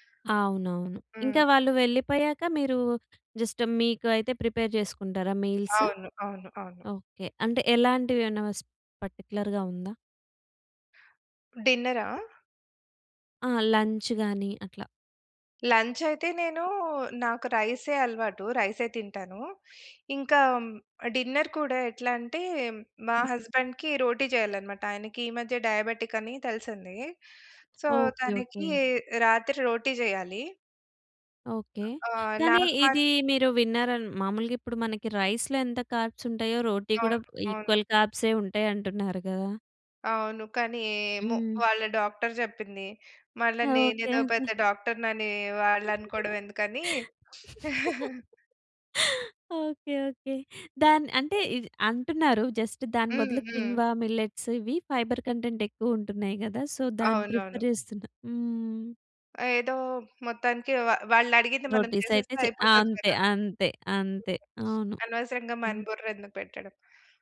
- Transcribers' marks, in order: in English: "జస్ట్"; in English: "ప్రిపేర్"; in English: "పర్టిక్యులర్‌గా"; in English: "లంచ్‌గాని"; in English: "లంచ్"; in English: "డిన్నర్"; in English: "హస్బెండ్‌కి"; in English: "డయాబెటిక్"; in English: "సో"; in English: "రైస్‌లో"; in English: "కార్బ్స్"; in English: "ఈక్వల్"; laugh; chuckle; in English: "జస్ట్"; in English: "కిన్‌వా, మిల్లెట్‌స్"; in English: "ఫైబర్ కంటెంట్"; in English: "సో"; in English: "ప్రిఫర్"; other background noise
- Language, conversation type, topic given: Telugu, podcast, మీ ఉదయపు దినచర్య ఎలా ఉంటుంది, సాధారణంగా ఏమేమి చేస్తారు?